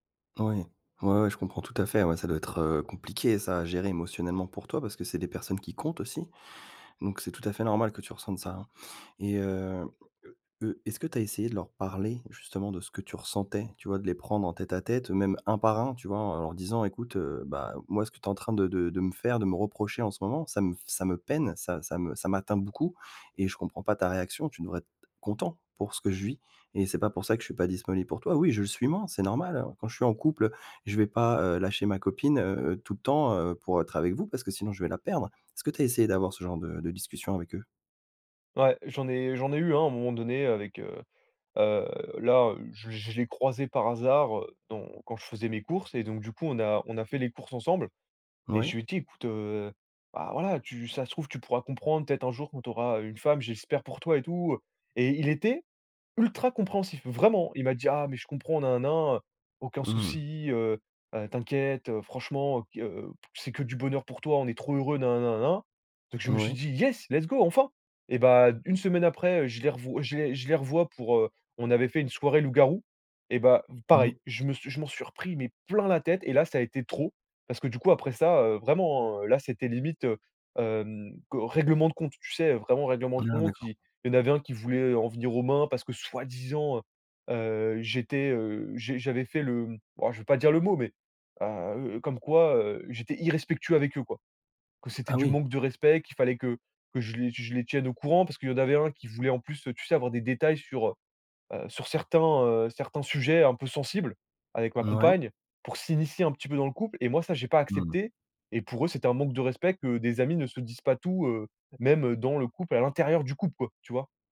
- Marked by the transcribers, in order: stressed: "ultra"; in English: "Yes, let's go"; stressed: "plein"; stressed: "soi-disant"
- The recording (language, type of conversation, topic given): French, advice, Comment gérer des amis qui s’éloignent parce que je suis moins disponible ?